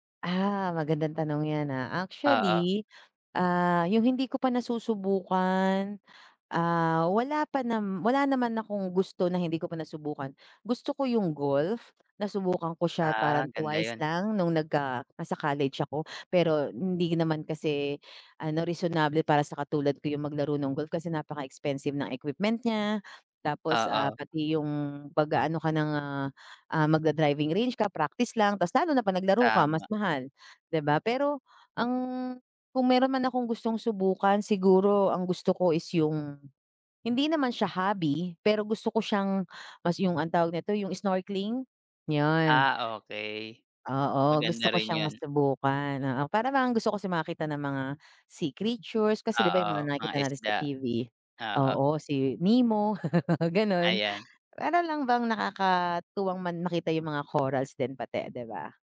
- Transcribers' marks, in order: tapping; other background noise; chuckle
- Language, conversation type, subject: Filipino, unstructured, Ano ang paborito mong libangan?
- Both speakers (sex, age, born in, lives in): female, 40-44, Philippines, Philippines; male, 30-34, Philippines, Philippines